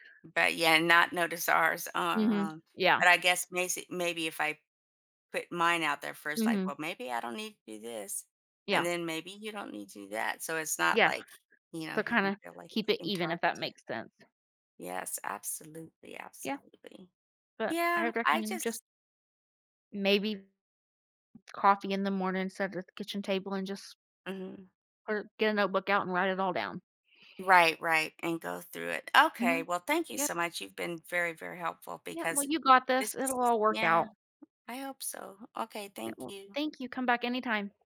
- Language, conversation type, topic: English, advice, How do I set healthier boundaries?
- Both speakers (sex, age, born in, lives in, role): female, 30-34, United States, United States, advisor; female, 60-64, France, United States, user
- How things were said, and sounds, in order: none